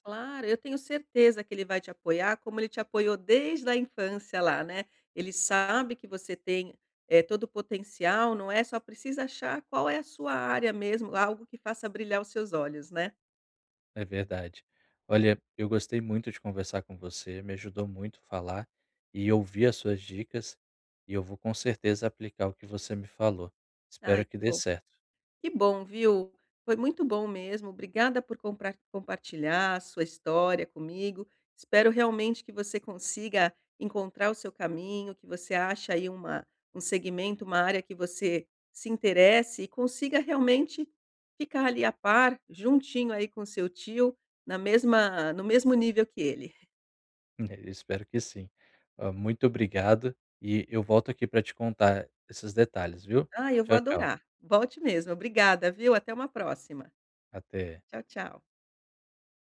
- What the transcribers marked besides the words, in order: none
- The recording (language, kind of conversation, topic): Portuguese, advice, Como posso dizer não sem sentir culpa ou medo de desapontar os outros?
- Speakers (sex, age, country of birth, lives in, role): female, 50-54, Brazil, Portugal, advisor; male, 30-34, Brazil, Portugal, user